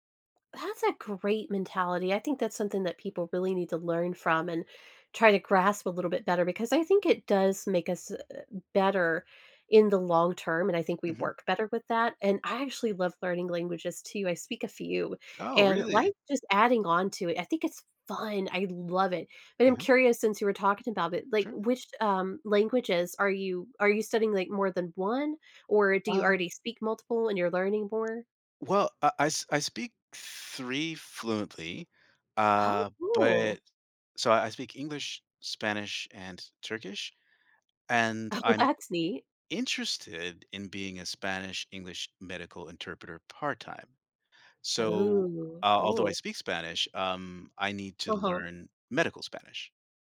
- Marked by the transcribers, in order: tapping; stressed: "fun"; laughing while speaking: "Oh"
- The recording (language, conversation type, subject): English, unstructured, When should I push through discomfort versus resting for my health?